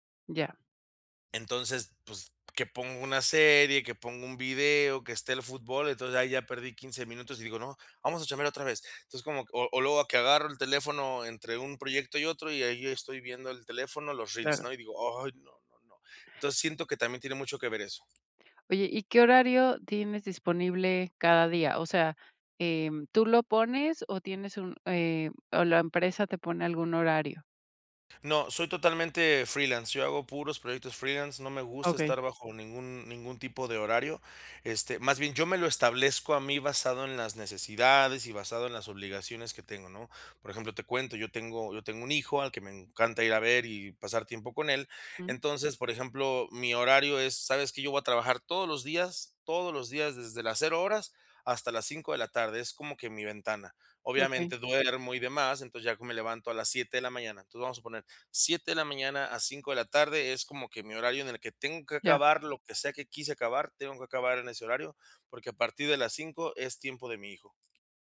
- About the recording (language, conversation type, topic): Spanish, advice, ¿Cómo puedo establecer una rutina y hábitos que me hagan más productivo?
- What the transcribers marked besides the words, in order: tapping; other background noise